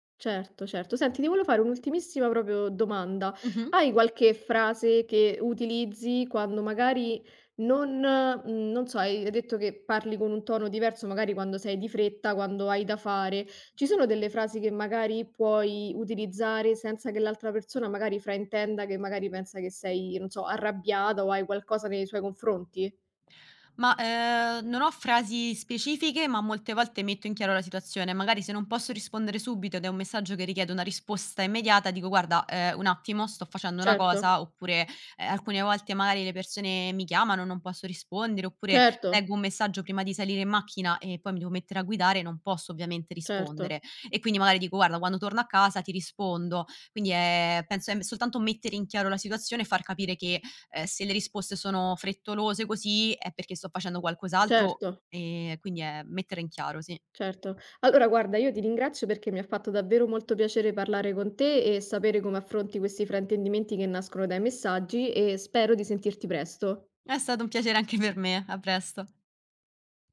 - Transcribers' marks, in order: "proprio" said as "propio"; laughing while speaking: "per"
- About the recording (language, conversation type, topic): Italian, podcast, Come affronti fraintendimenti nati dai messaggi scritti?